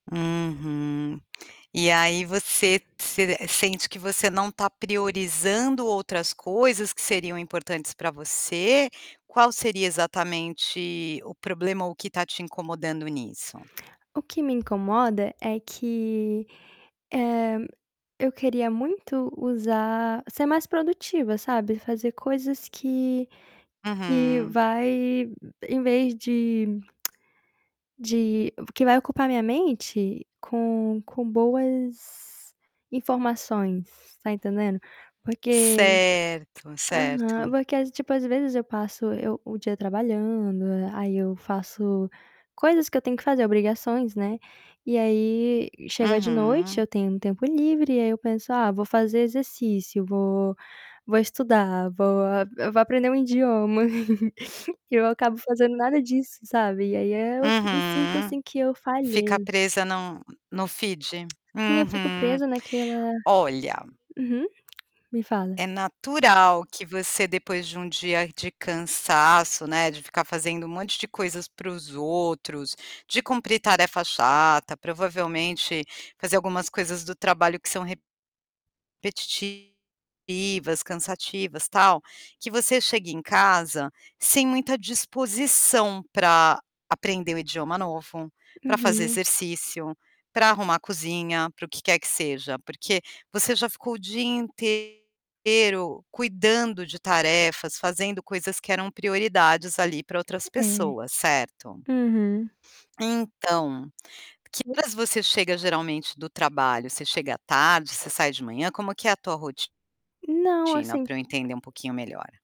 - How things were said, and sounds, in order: tapping; other background noise; tongue click; static; chuckle; in English: "feed"; distorted speech
- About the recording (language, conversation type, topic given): Portuguese, advice, Como é para você sentir que o dia termina sem ter conseguido realizar prioridades pessoais importantes?